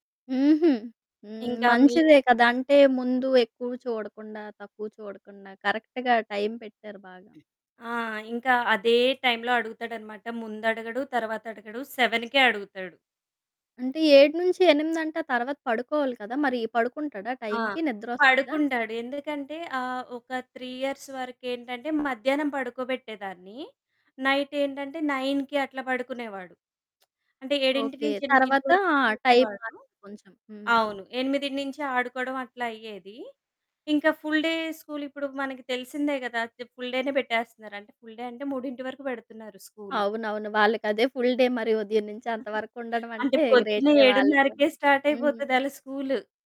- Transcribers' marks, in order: in English: "కరెక్ట్‌గా టైమ్"; other noise; in English: "టైమ్‌లో"; in English: "సెవెన్‌కే"; tapping; in English: "టైమ్‌కి"; in English: "త్రీ ఇయర్స్"; other background noise; in English: "నైన్‌కి"; distorted speech; in English: "ఫుల్ డే స్కూల్"; in English: "ఫుల్ డేనే"; in English: "ఫుల్ డే"; in English: "ఫుల్ డే"; chuckle
- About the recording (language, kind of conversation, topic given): Telugu, podcast, పిల్లల స్క్రీన్ సమయాన్ని పరిమితం చేయడంలో మీకు ఎదురైన అనుభవాలు ఏమిటి?